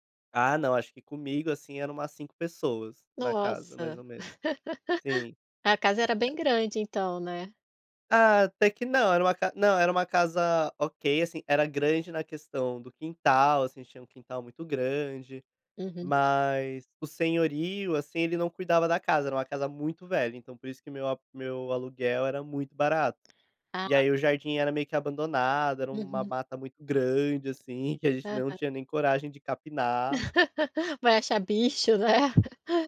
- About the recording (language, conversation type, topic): Portuguese, podcast, Como você supera o medo da mudança?
- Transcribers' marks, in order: laugh; laugh; chuckle